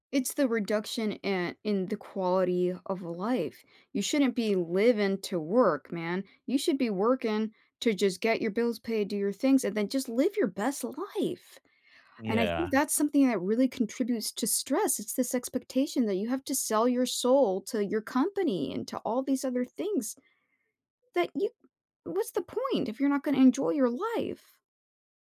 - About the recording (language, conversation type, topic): English, unstructured, What can I do when stress feels overwhelming?
- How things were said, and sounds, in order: other background noise